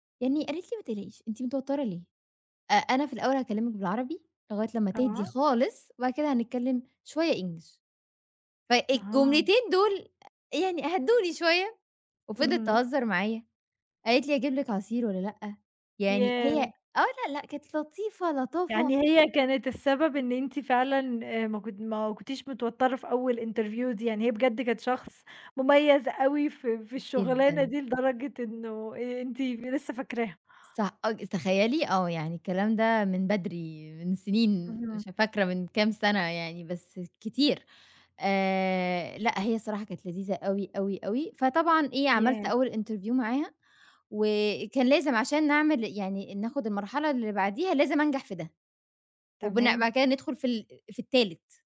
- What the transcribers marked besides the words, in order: in English: "interview"; in English: "interview"
- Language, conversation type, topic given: Arabic, podcast, إيه نصيحتك لحد بيدوّر على أول وظيفة؟